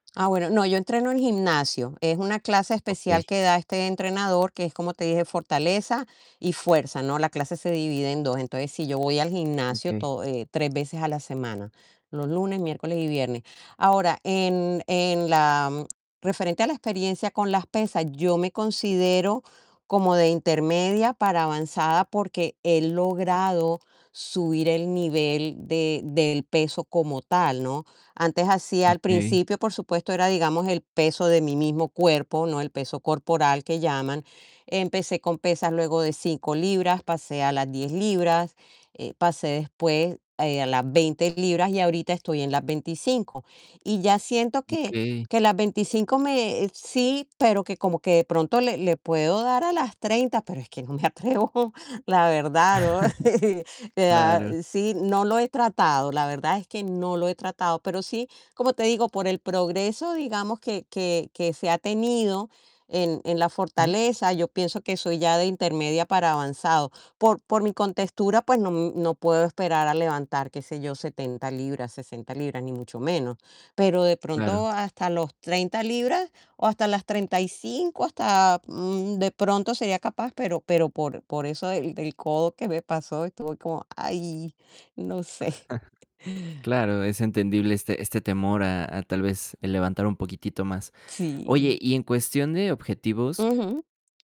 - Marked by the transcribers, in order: static; laughing while speaking: "no me atrevo, la verdad"; chuckle; chuckle; tapping
- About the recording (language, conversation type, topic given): Spanish, advice, ¿Cómo puedo superar el miedo a lesionarme al intentar levantar pesas o aumentar la intensidad?